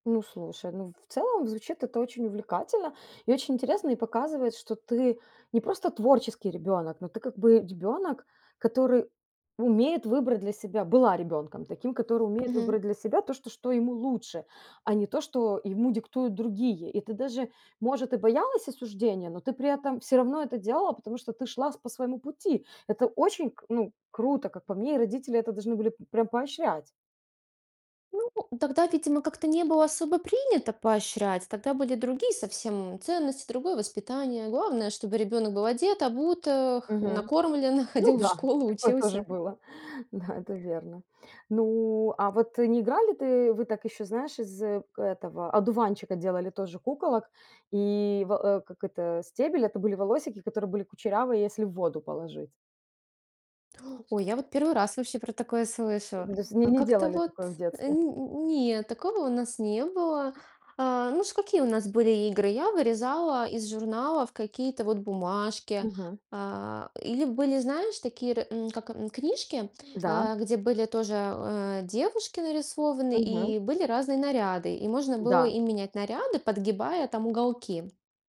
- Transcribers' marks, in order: other background noise; tapping; other noise; laughing while speaking: "ходил в школу, учился"; inhale
- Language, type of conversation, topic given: Russian, podcast, Чем ты любил(а) мастерить своими руками в детстве?
- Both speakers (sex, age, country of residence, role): female, 35-39, Estonia, guest; female, 40-44, Italy, host